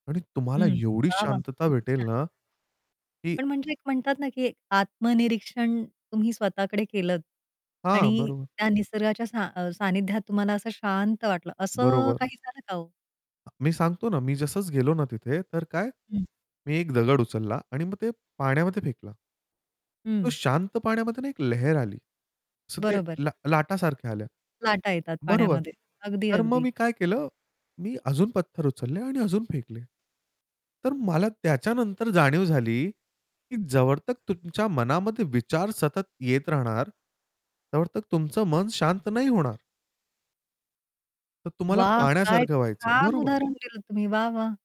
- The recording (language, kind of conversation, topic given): Marathi, podcast, निसर्ग तुमचं मन कसं शांत करतो?
- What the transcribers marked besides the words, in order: static; distorted speech; tapping; "जसं" said as "जसंचं"; in English: "सो"; "जोपर्यंत" said as "जवळत"; "तोपर्यंत" said as "तवळतत"